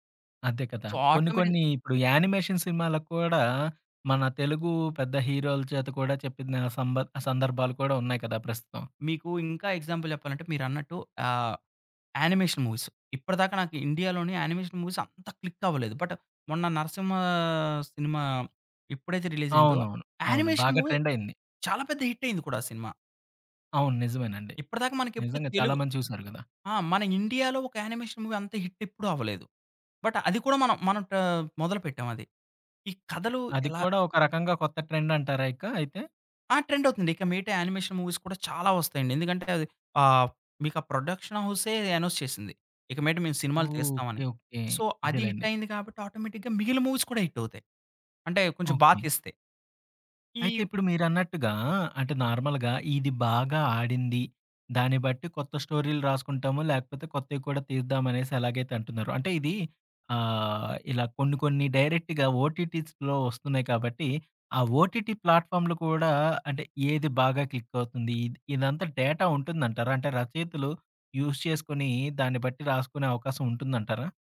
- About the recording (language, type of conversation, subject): Telugu, podcast, సిరీస్‌లను వరుసగా ఎక్కువ ఎపిసోడ్‌లు చూడడం వల్ల కథనాలు ఎలా మారుతున్నాయని మీరు భావిస్తున్నారు?
- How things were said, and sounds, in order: in English: "సో, ఆటోమేట్‌గా"; in English: "యానిమేషన్"; in English: "ఎగ్జాంపుల్"; in English: "యానిమేషన్ మూవీస్"; in English: "ఇండియాలోని యానిమేషన్ మూవీస్"; in English: "బట్"; in English: "యానిమేషన్ మూవీ"; in English: "యానిమేషన్ మూవీ"; in English: "హిట్"; in English: "బట్"; in English: "ట్రెండ్"; in English: "ట్రెండ్"; in English: "యానిమేషన్ మూవీస్"; in English: "ప్రొడక్షన్"; in English: "అనౌన్స్"; in English: "సో"; in English: "ఆటోమేటిక్‌గా"; in English: "మూవీస్"; tapping; in English: "నార్మల్‌గా"; in English: "డైరెక్ట్‌గా ఓటీటీస్‌లో"; in English: "ఓటీటీ"; in English: "క్లిక్"; in English: "డేటా"; in English: "యూజ్"